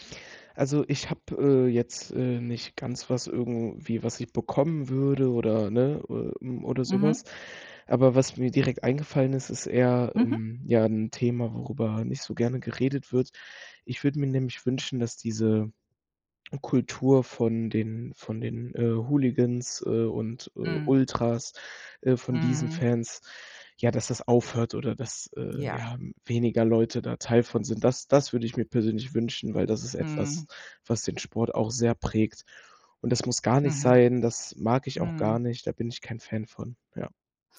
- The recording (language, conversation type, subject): German, podcast, Erzähl mal, wie du zu deinem liebsten Hobby gekommen bist?
- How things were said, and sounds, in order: none